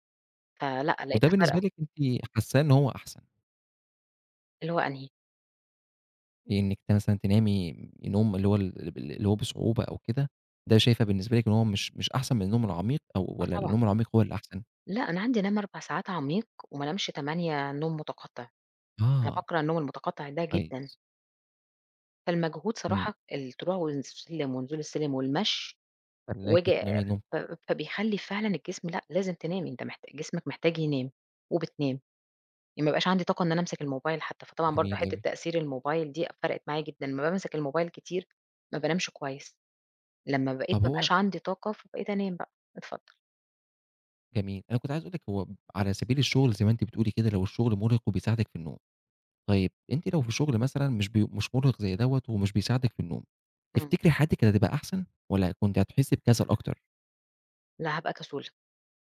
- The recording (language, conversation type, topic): Arabic, podcast, إزاي بتنظّم نومك عشان تحس بنشاط؟
- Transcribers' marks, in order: none